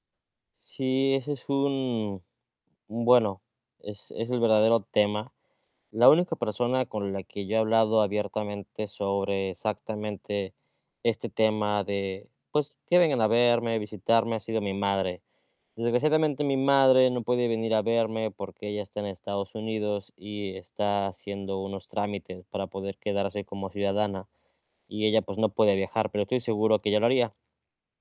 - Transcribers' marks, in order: static; other background noise
- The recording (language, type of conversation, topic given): Spanish, advice, ¿Cómo puedo equilibrar las expectativas de mi familia con mis deseos personales?